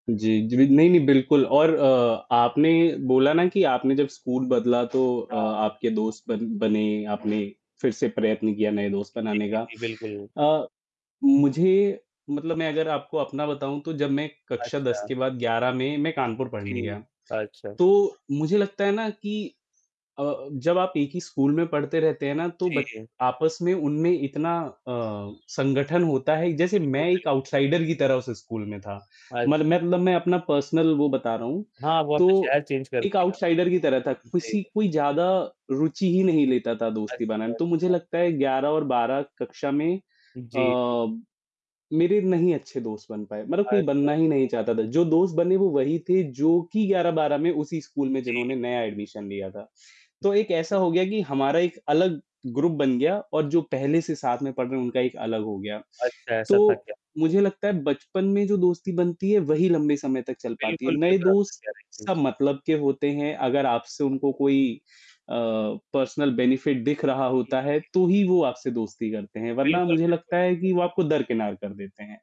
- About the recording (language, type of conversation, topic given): Hindi, unstructured, आपके बचपन की सबसे यादगार दोस्ती कौन-सी थी?
- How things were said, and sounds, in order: static; other background noise; distorted speech; in English: "आउटसाइडर"; in English: "पर्सनल"; in English: "आउटसाइडर"; in English: "चेंज"; in English: "एडमिशन"; unintelligible speech; in English: "ग्रुप"; unintelligible speech; in English: "पर्सनल बेनिफिट"